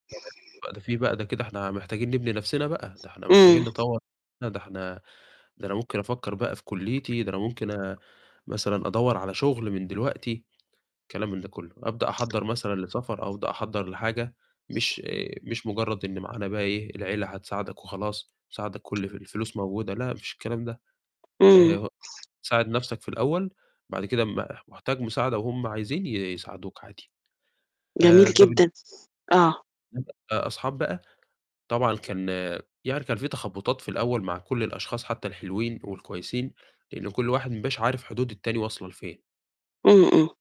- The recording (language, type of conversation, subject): Arabic, podcast, إيه دور الصحبة والعيلة في تطوّرك؟
- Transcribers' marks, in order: distorted speech; tapping; unintelligible speech